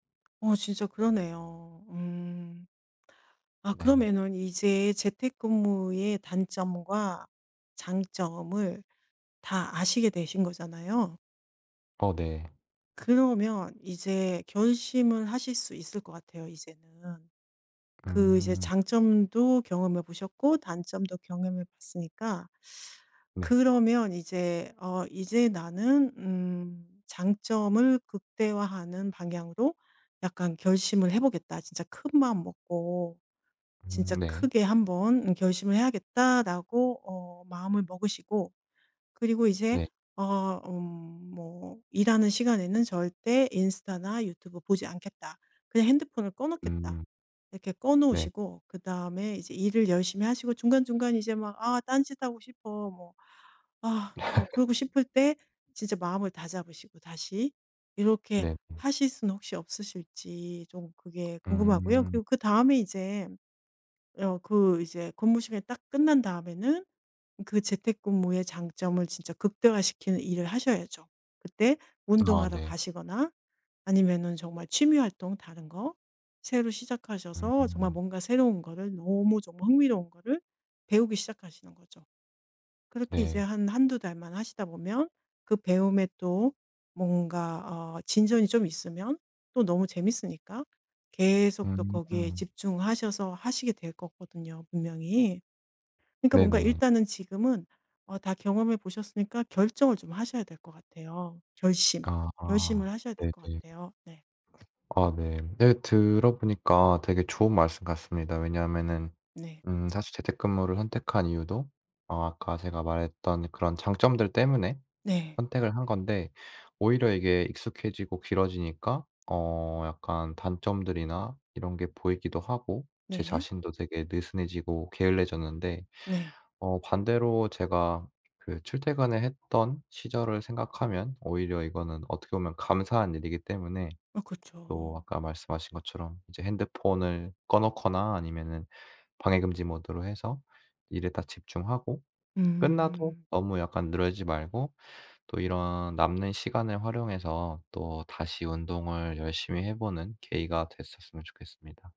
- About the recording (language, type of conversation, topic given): Korean, advice, 재택근무로 전환한 뒤 업무 시간과 개인 시간의 경계를 어떻게 조정하고 계신가요?
- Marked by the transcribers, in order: other background noise; laugh